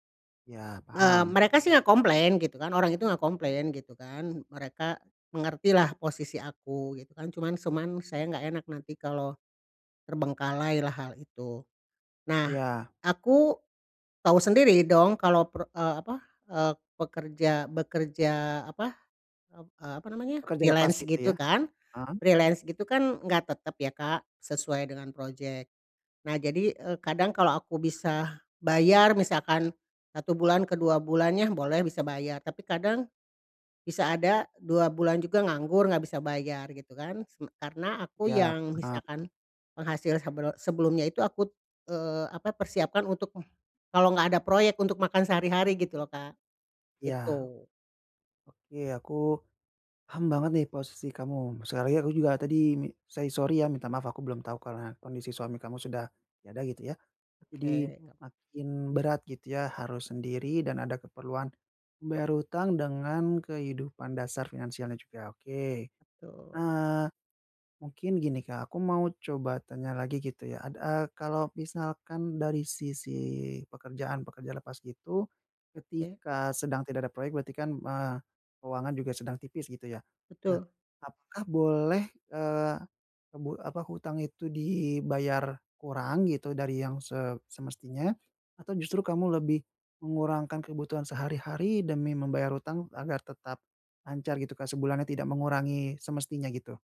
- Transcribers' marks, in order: in English: "freelance"; in English: "Freelance"; in English: "say"
- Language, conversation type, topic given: Indonesian, advice, Bagaimana cara menyeimbangkan pembayaran utang dengan kebutuhan sehari-hari setiap bulan?